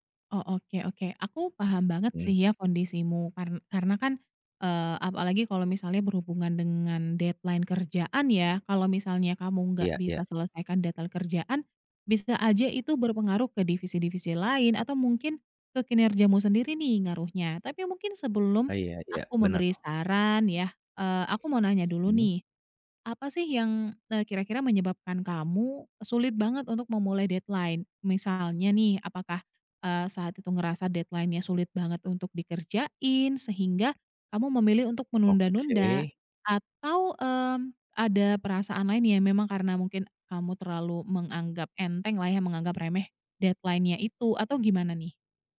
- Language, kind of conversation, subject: Indonesian, advice, Mengapa saya sulit memulai tugas penting meski tahu itu prioritas?
- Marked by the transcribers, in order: in English: "deadline"; other background noise; in English: "deadline"; in English: "deadline?"; in English: "deadline-nya"; in English: "deadline-nya"